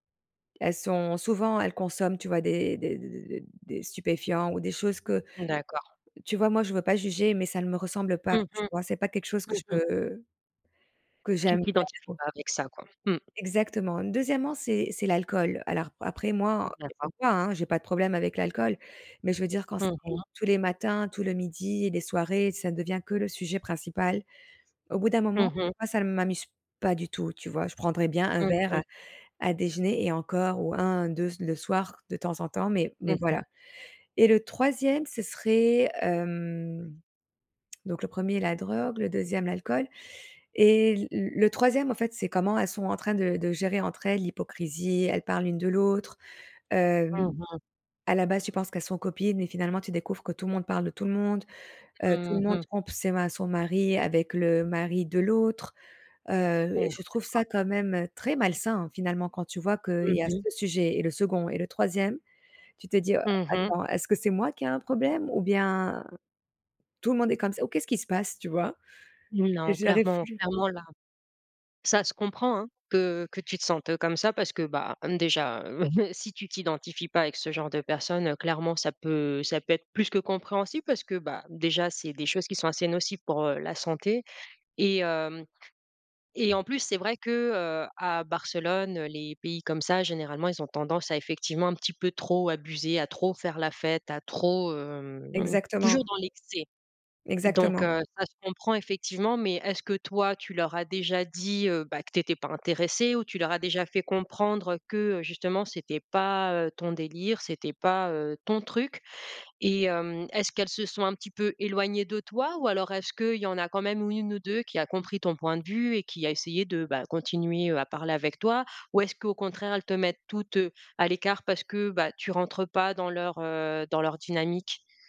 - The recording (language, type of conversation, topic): French, advice, Pourquoi est-ce que je me sens mal à l’aise avec la dynamique de groupe quand je sors avec mes amis ?
- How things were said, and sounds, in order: chuckle; other background noise